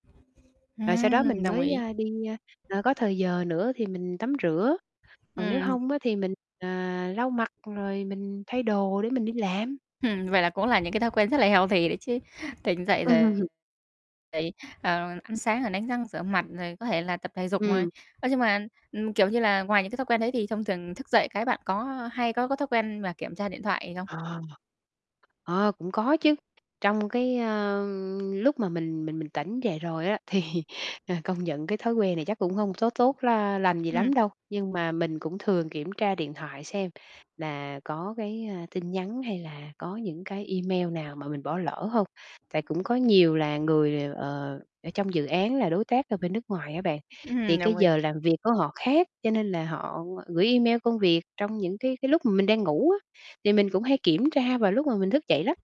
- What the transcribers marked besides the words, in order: other background noise; in English: "healthy"; chuckle; distorted speech; unintelligible speech; tapping; laughing while speaking: "thì"; chuckle
- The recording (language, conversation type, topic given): Vietnamese, podcast, Bạn thường làm gì đầu tiên ngay sau khi vừa tỉnh dậy?